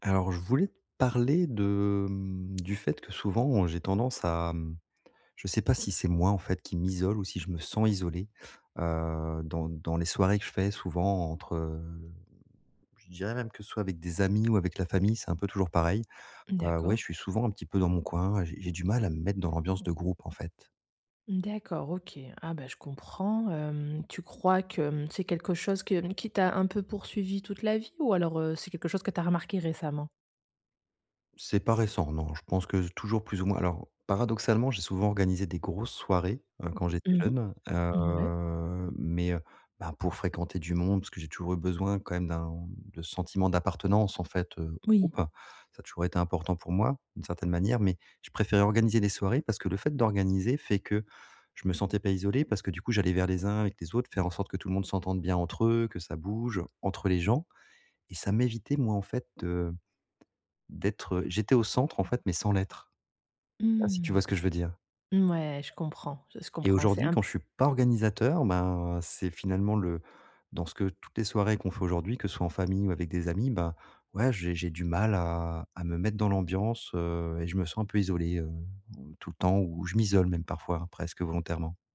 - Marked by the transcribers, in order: drawn out: "heu"; drawn out: "heu"; tapping
- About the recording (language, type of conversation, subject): French, advice, Comment puis-je me sentir moins isolé(e) lors des soirées et des fêtes ?